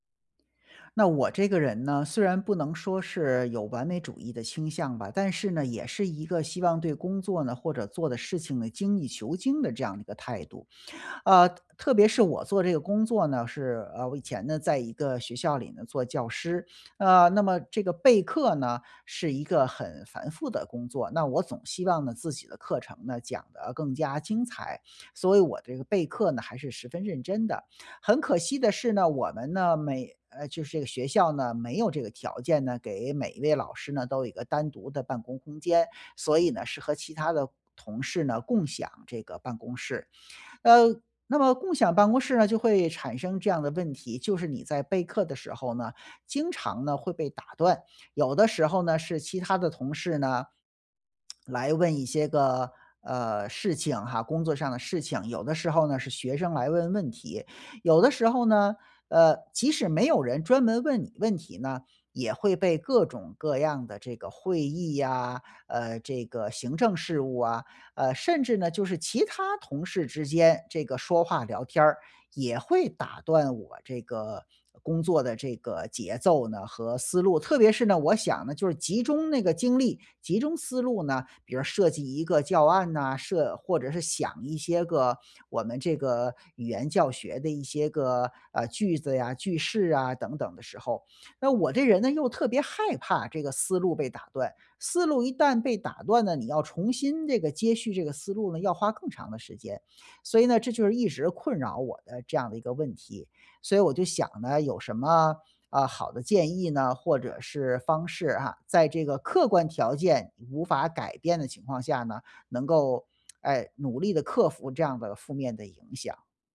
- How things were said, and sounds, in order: none
- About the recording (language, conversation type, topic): Chinese, advice, 在开放式办公室里总被同事频繁打断，我该怎么办？